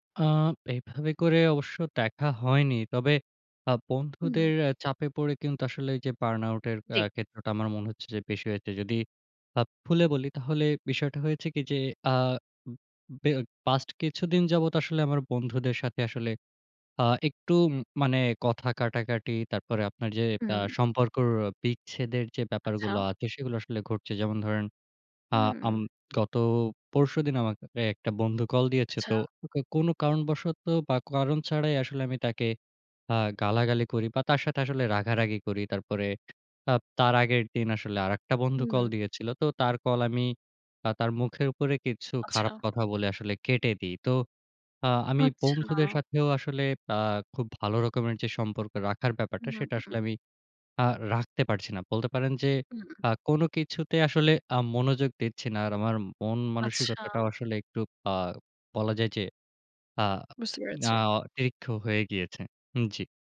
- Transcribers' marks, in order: in English: "বার্ন-আউট"
- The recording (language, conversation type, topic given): Bengali, advice, সারা সময় ক্লান্তি ও বার্নআউট অনুভব করছি